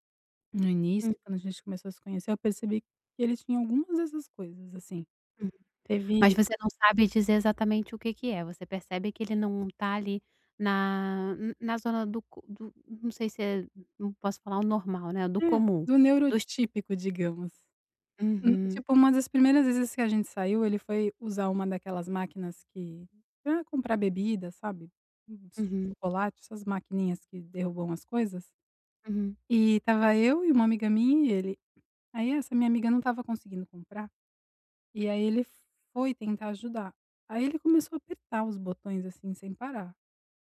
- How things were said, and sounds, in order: none
- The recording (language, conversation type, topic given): Portuguese, advice, Como posso apoiar meu parceiro que enfrenta problemas de saúde mental?